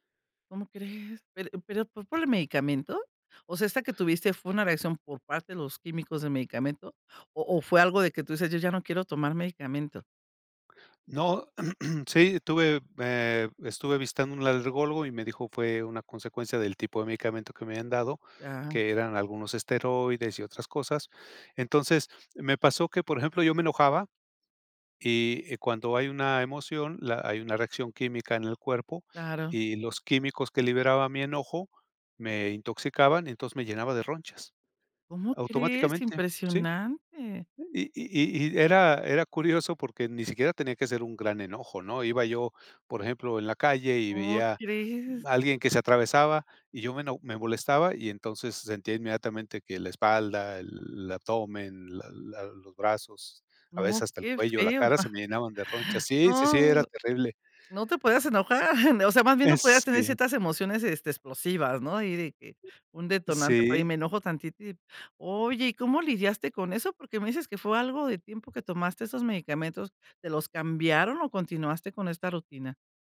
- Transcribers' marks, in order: surprised: "¿Cómo crees?"; other noise; inhale; inhale; throat clearing; chuckle; chuckle; other background noise
- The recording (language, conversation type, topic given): Spanish, podcast, ¿Cómo decides qué hábito merece tu tiempo y esfuerzo?